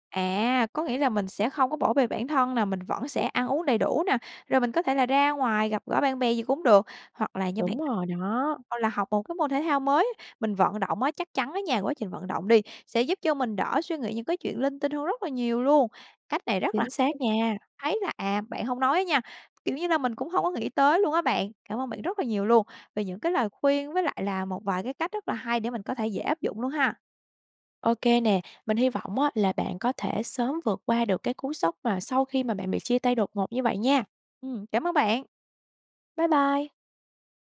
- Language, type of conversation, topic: Vietnamese, advice, Bạn đang cảm thấy thế nào sau một cuộc chia tay đột ngột mà bạn chưa kịp chuẩn bị?
- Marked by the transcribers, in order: unintelligible speech; tapping; unintelligible speech